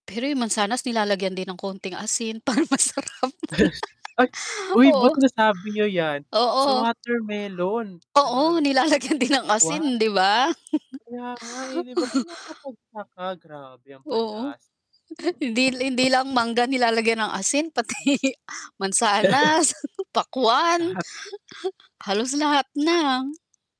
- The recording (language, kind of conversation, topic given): Filipino, unstructured, Ano ang pakiramdam mo kapag kumakain ka ng mga pagkaing sobrang maalat?
- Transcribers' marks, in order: distorted speech; chuckle; laughing while speaking: "masarap"; laugh; other background noise; laughing while speaking: "nilalagyan din ng"; chuckle; static; chuckle; laughing while speaking: "pati"; chuckle; tapping